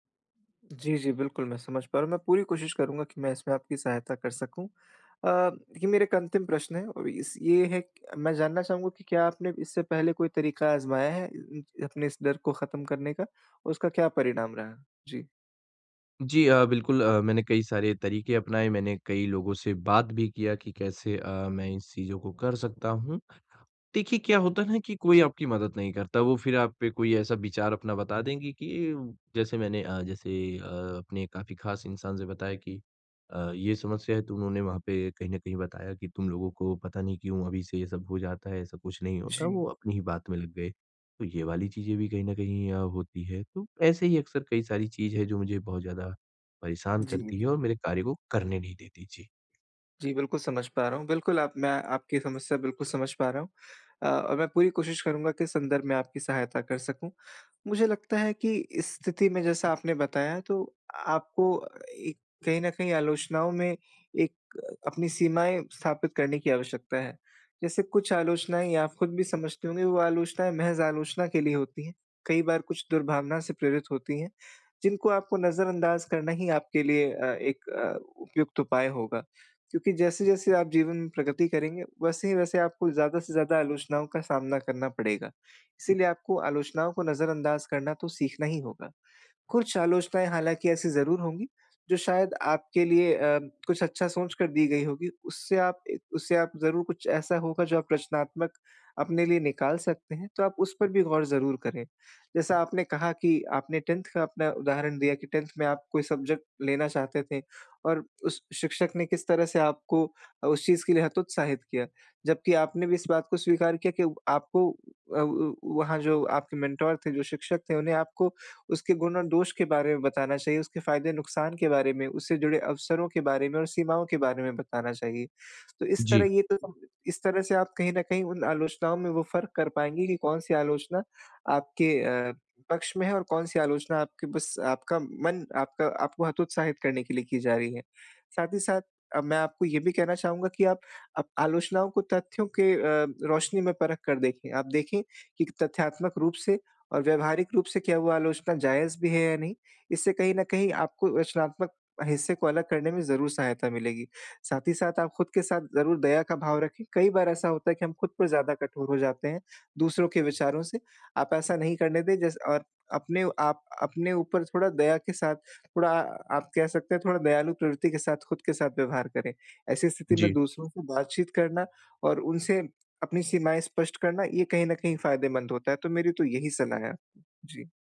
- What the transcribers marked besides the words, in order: in English: "टेंथ"; in English: "टेंथ"; in English: "सब्जेक्ट"; in English: "मेंटर"
- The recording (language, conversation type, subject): Hindi, advice, आप बाहरी आलोचना के डर को कैसे प्रबंधित कर सकते हैं?